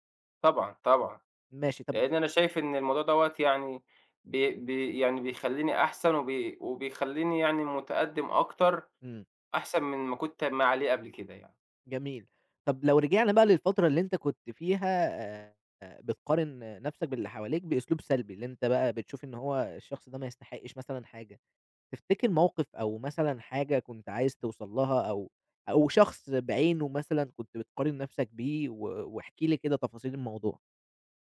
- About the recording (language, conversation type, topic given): Arabic, podcast, إزاي بتتعامل مع إنك تقارن نفسك بالناس التانيين؟
- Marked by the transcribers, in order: none